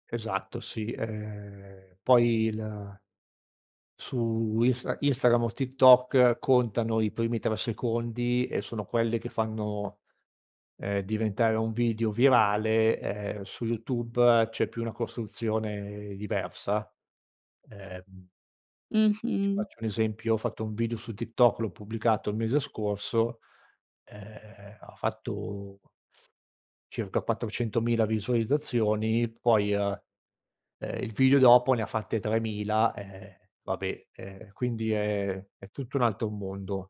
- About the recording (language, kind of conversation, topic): Italian, podcast, Hai mai fatto una pausa digitale lunga? Com'è andata?
- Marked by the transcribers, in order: other background noise; tapping